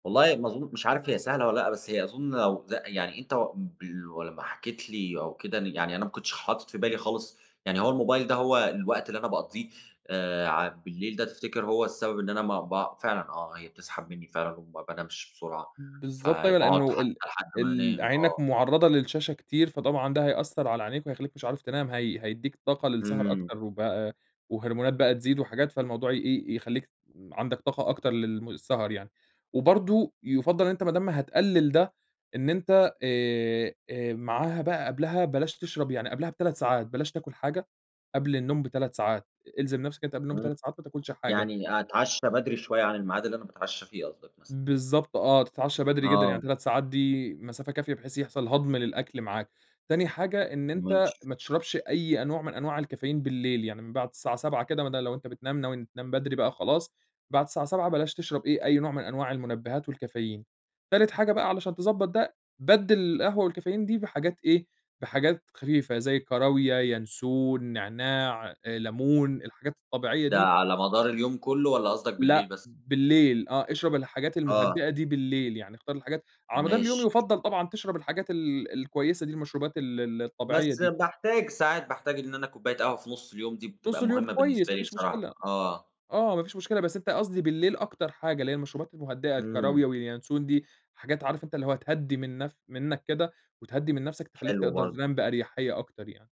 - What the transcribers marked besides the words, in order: unintelligible speech; tapping
- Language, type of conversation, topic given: Arabic, advice, ليه بصحى كذا مرة بالليل وابقى مرهق الصبح؟